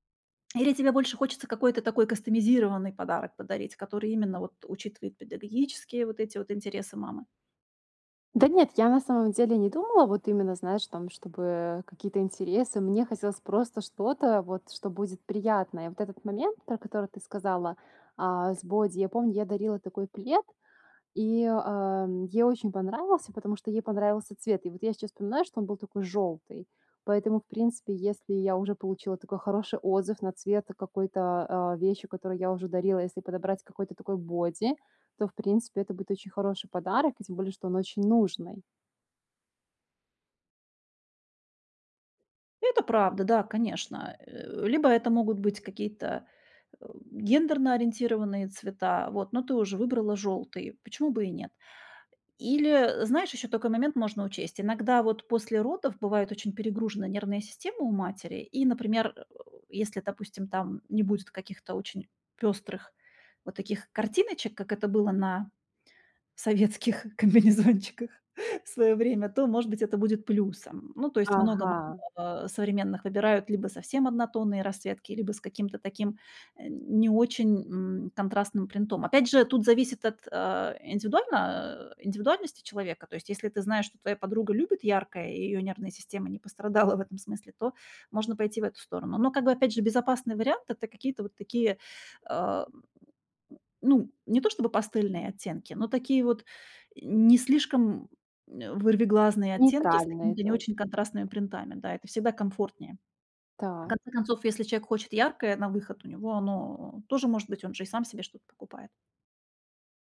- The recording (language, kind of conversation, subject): Russian, advice, Как подобрать подарок, который действительно порадует человека и не будет лишним?
- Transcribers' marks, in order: lip smack; laughing while speaking: "советских комбинезончиках"